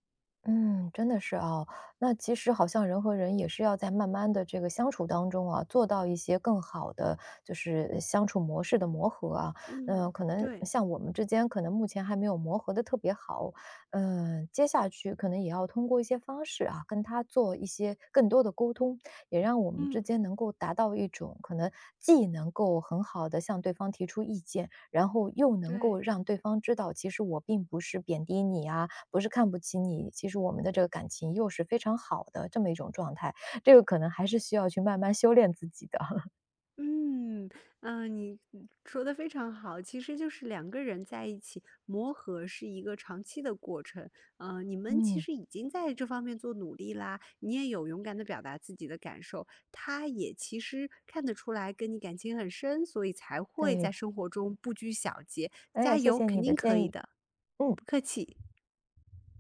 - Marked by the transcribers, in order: chuckle; other background noise
- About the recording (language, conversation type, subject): Chinese, advice, 当伴侣经常挑剔你的生活习惯让你感到受伤时，你该怎么沟通和处理？